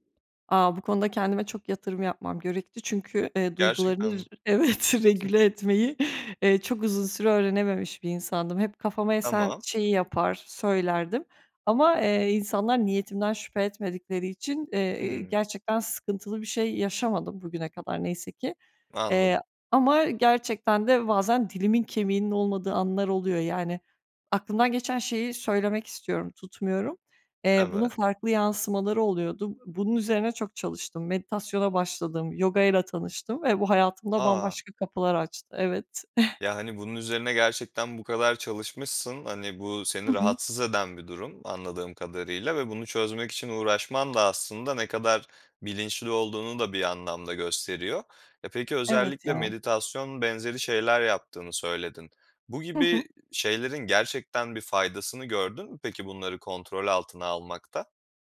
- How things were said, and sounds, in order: laughing while speaking: "evet"; chuckle; chuckle
- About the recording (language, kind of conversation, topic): Turkish, podcast, Eleştiri alırken nasıl tepki verirsin?